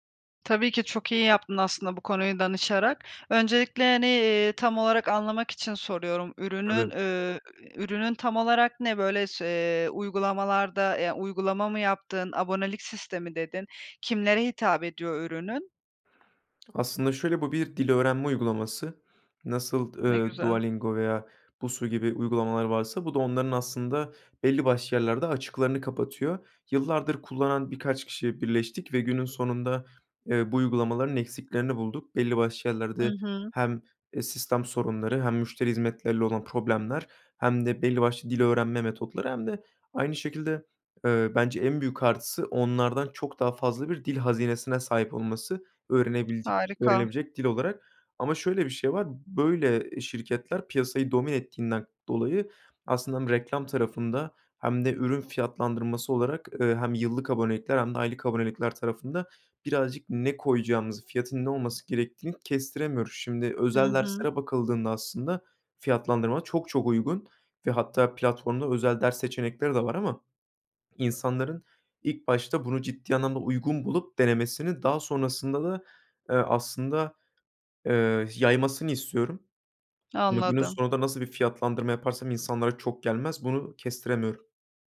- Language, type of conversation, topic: Turkish, advice, Ürün ya da hizmetim için doğru fiyatı nasıl belirleyebilirim?
- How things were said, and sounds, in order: other background noise; swallow